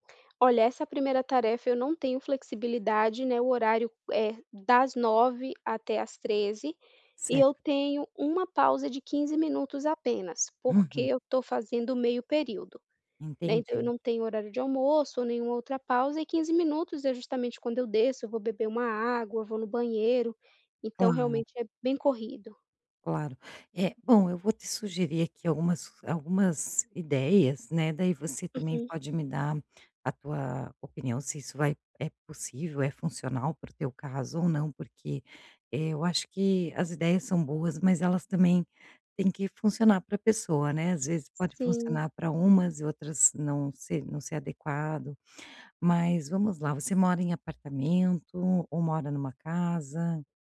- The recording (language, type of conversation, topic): Portuguese, advice, Por que eu sempre adio começar a praticar atividade física?
- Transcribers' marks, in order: tapping